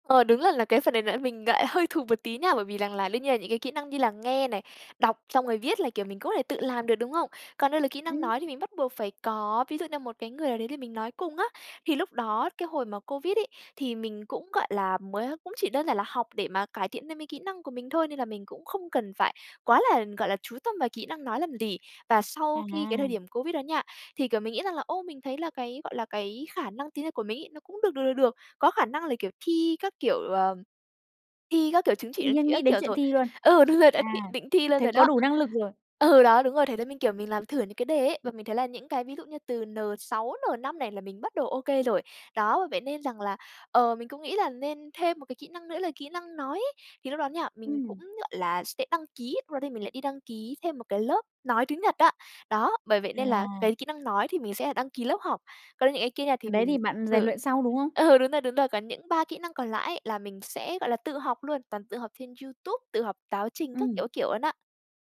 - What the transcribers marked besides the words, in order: other background noise; tapping; laughing while speaking: "Ừ"; laughing while speaking: "ừ"
- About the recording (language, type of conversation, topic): Vietnamese, podcast, Bạn có thể kể về lần tự học thành công nhất của mình không?